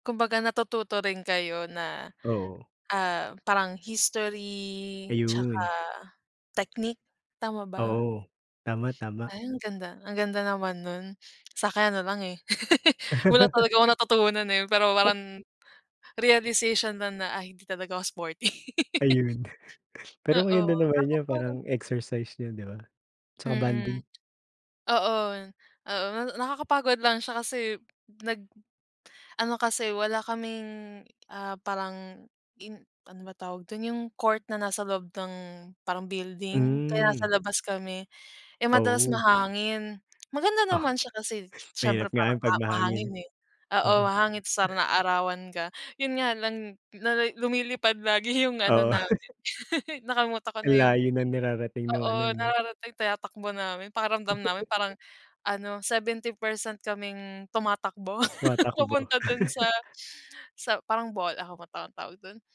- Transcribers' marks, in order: laugh; laugh; other background noise; tapping; teeth sucking; giggle; laugh; laugh
- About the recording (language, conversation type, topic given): Filipino, unstructured, Ano ang pinaka-nakakatuwang nangyari sa iyo habang ginagawa mo ang paborito mong libangan?